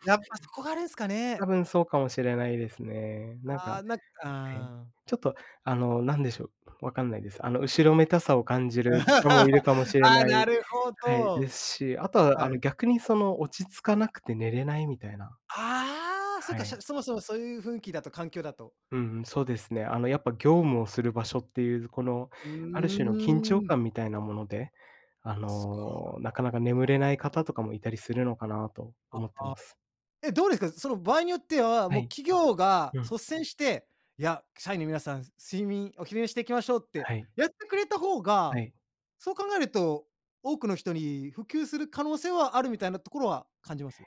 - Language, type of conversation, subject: Japanese, podcast, 仕事でストレスを感じたとき、どんな対処をしていますか？
- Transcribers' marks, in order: laugh; joyful: "ああ"